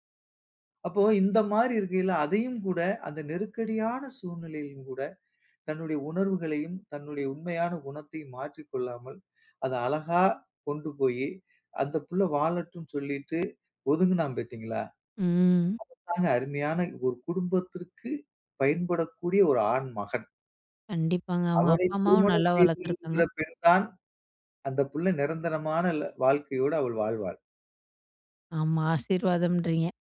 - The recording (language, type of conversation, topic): Tamil, podcast, நீங்கள் ஒரு நிகழ்ச்சிக்குப் போகாமல் விட்டபோது, அதனால் உங்களுக்கு ஏதாவது நல்லது நடந்ததா?
- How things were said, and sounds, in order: none